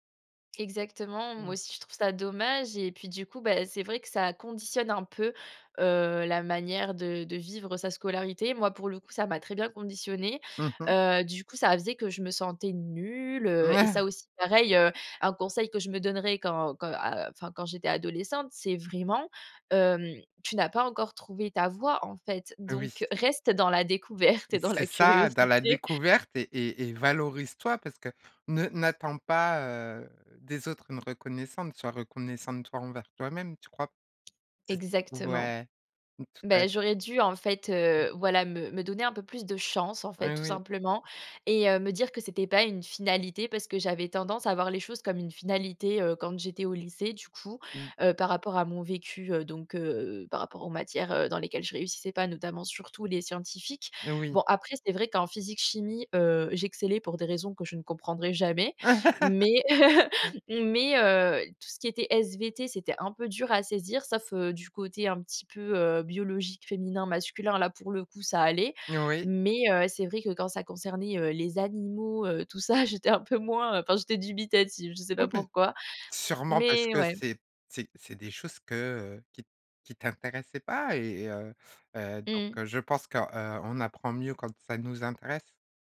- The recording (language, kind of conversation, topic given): French, podcast, Quel conseil donnerais-tu à ton moi adolescent ?
- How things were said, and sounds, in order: chuckle; laughing while speaking: "découverte et dans la curiosité"; tapping; laugh; other background noise; chuckle; put-on voice: "les animaux"